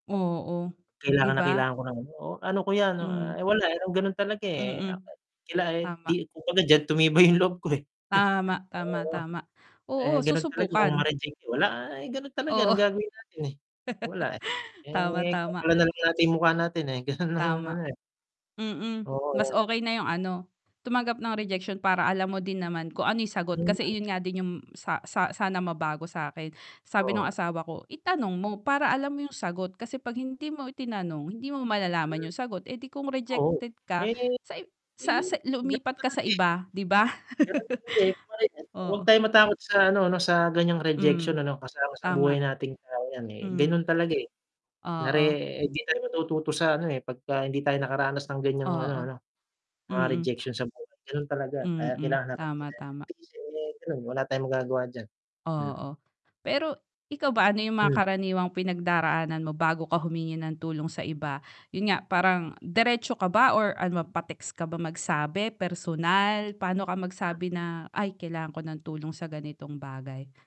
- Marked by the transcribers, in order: distorted speech; scoff; static; laugh; other background noise; unintelligible speech; laugh
- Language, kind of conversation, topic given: Filipino, unstructured, Paano ka nakikipag-usap kapag kailangan mong humingi ng tulong sa ibang tao?